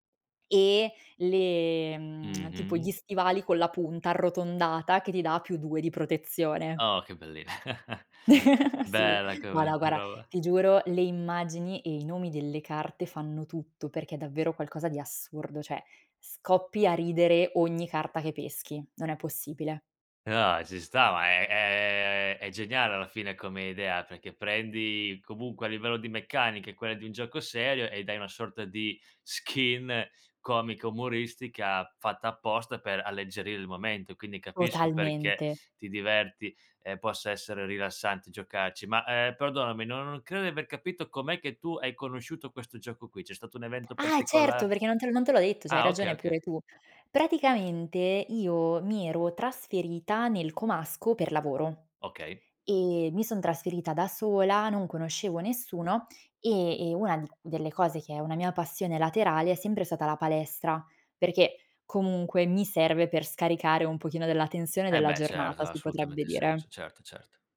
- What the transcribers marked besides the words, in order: chuckle; tapping; in English: "skin"
- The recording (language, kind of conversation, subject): Italian, podcast, Qual è il tuo gioco preferito per rilassarti, e perché?